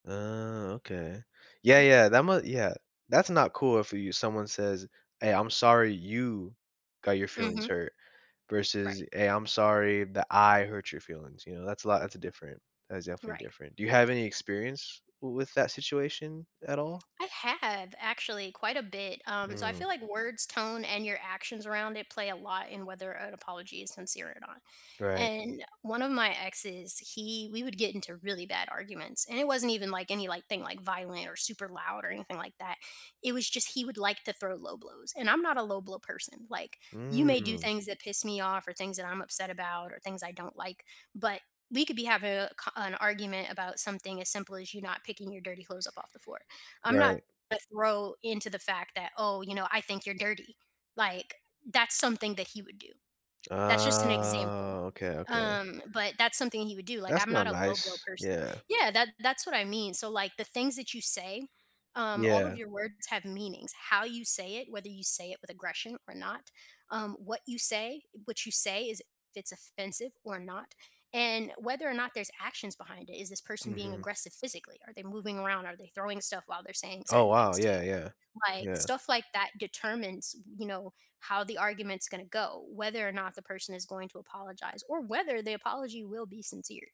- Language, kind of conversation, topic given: English, unstructured, What can I do to make my apologies sincere?
- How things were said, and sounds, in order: stressed: "you"; stressed: "I"; drawn out: "Oh"